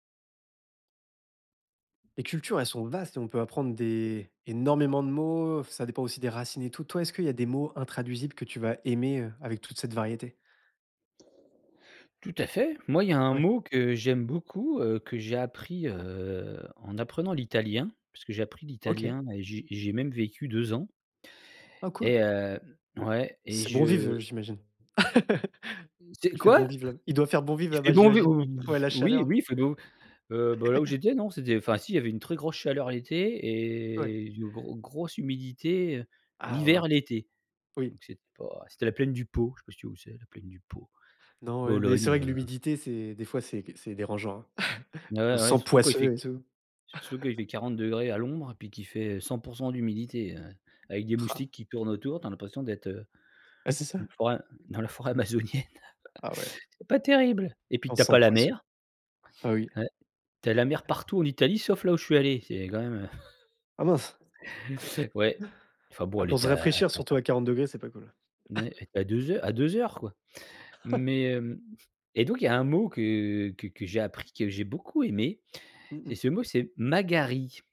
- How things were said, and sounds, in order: laugh; other noise; laugh; chuckle; laugh; chuckle; tapping; chuckle; chuckle; chuckle; in Italian: "Magari"
- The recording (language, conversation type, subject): French, podcast, Y a-t-il un mot intraduisible que tu aimes particulièrement ?